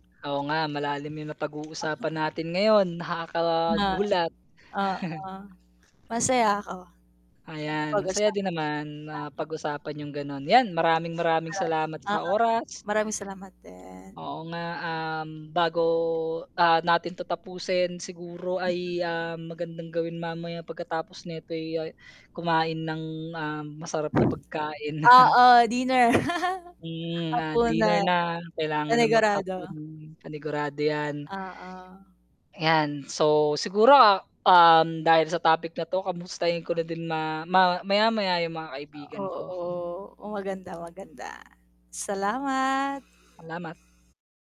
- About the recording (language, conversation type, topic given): Filipino, unstructured, Paano mo pinapanatili ang kasiyahan sa inyong pagkakaibigan?
- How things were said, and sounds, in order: static; other background noise; chuckle; mechanical hum; chuckle; distorted speech; unintelligible speech; unintelligible speech; chuckle; chuckle; tapping; "Salamat" said as "alamat"